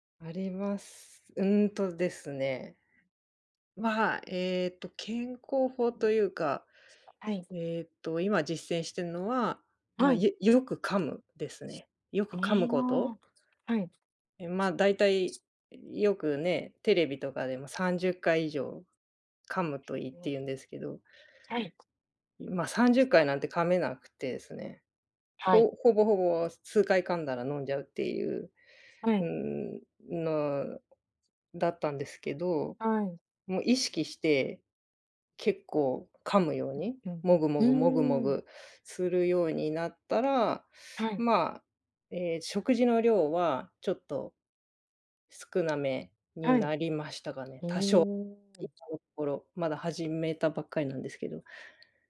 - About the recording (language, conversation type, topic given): Japanese, unstructured, 最近話題になっている健康法について、どう思いますか？
- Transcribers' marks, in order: other background noise; tapping; other noise; unintelligible speech; unintelligible speech